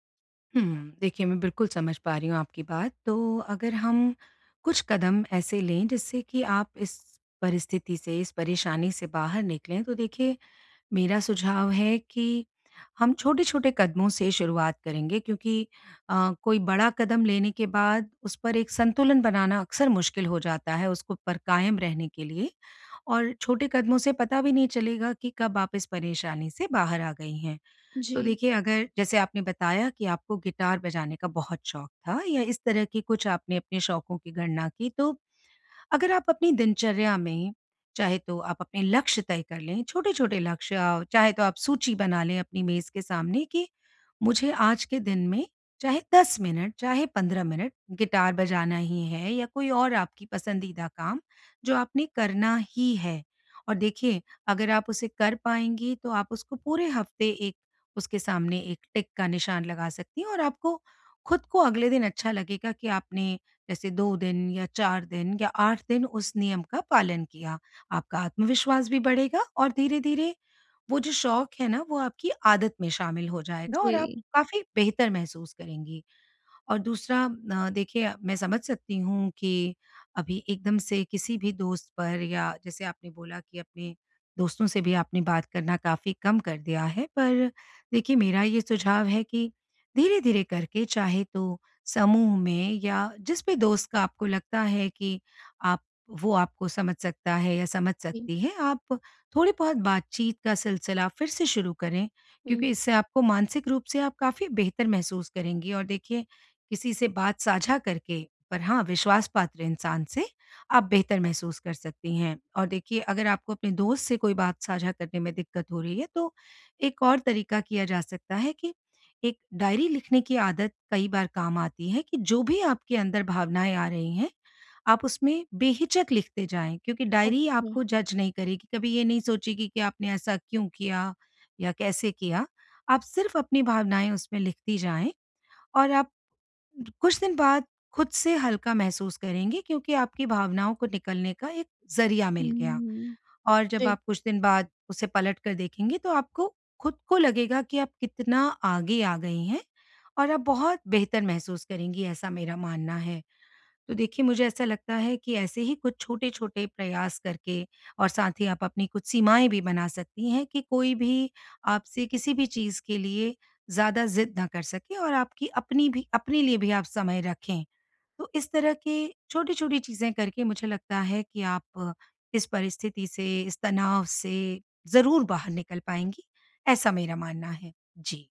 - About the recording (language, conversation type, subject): Hindi, advice, ब्रेकअप के बाद मैं अकेलापन कैसे संभालूँ और खुद को फिर से कैसे पहचानूँ?
- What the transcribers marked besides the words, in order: in English: "जज़"